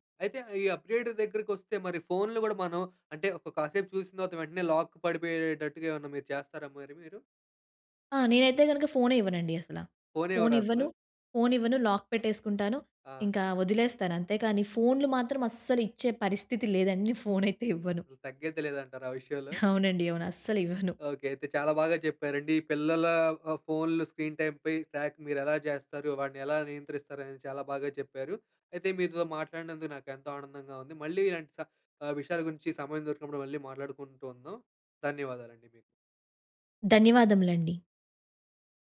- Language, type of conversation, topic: Telugu, podcast, పిల్లల ఫోన్ వినియోగ సమయాన్ని పర్యవేక్షించాలా వద్దా అనే విషయంలో మీరు ఎలా నిర్ణయం తీసుకుంటారు?
- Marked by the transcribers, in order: in English: "అప్‌డేట్"; in English: "లాక్"; in English: "లాక్"; in English: "స్క్రీన్ టైంపై ట్రాక్"